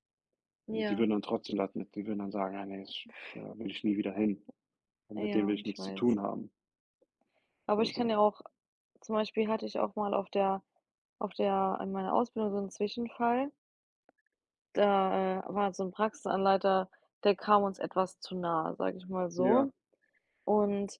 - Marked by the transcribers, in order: unintelligible speech; other background noise; tapping
- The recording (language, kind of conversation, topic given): German, unstructured, Wie wichtig ist es dir, nach einem Konflikt zu verzeihen?
- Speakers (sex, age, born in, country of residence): female, 25-29, Germany, United States; male, 30-34, Germany, United States